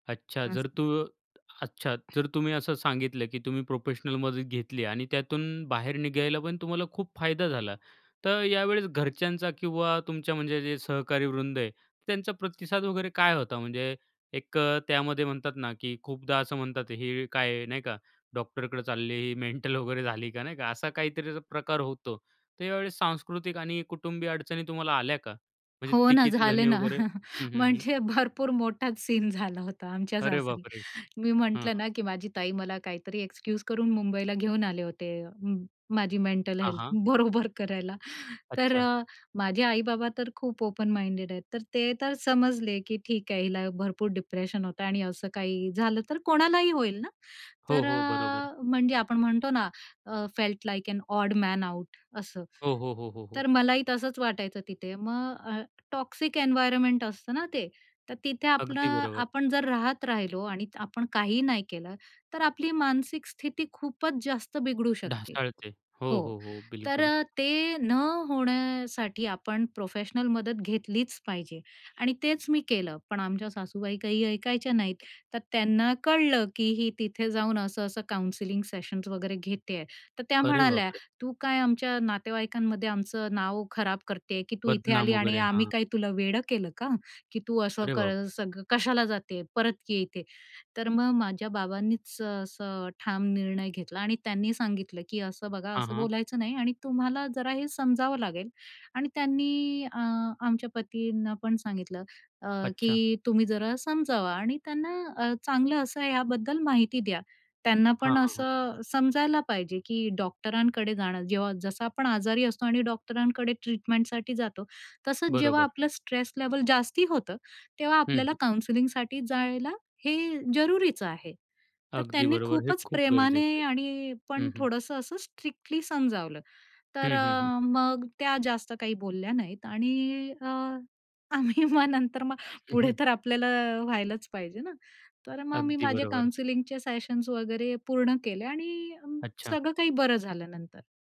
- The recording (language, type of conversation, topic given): Marathi, podcast, प्रोफेशनल मदत मागण्याचा निर्णय तुम्ही कधी आणि कसा घेतला?
- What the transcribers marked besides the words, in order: tapping; other noise; laughing while speaking: "मेंटल वगैरे"; chuckle; laughing while speaking: "म्हणजे भरपूर मोठाच सीन झाला होता आमच्या सासरी"; in English: "एक्सक्यूज"; laughing while speaking: "बरोबर करायला"; in English: "ओपन माइंडेड"; in English: "डिप्रेशन"; in English: "फेल्ट लाइक एन ऑड मॅन आउट"; in English: "टॉक्सिक"; in English: "काउन्सिलिंग सेशन्स"; other background noise; in English: "काउन्सलिंगसाठी"; laugh; laughing while speaking: "आम्ही मग नंतर मग"; in English: "काउंसलिंगचे सेशन्स"